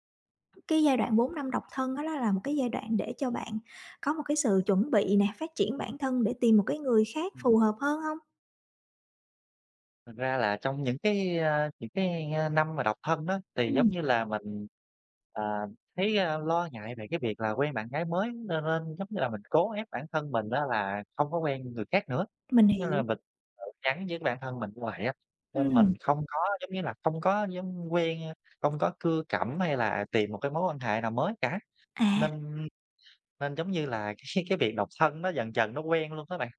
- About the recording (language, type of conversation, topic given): Vietnamese, advice, Bạn đang cố thích nghi với cuộc sống độc thân như thế nào sau khi kết thúc một mối quan hệ lâu dài?
- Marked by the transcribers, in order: other background noise; tapping; laughing while speaking: "cái"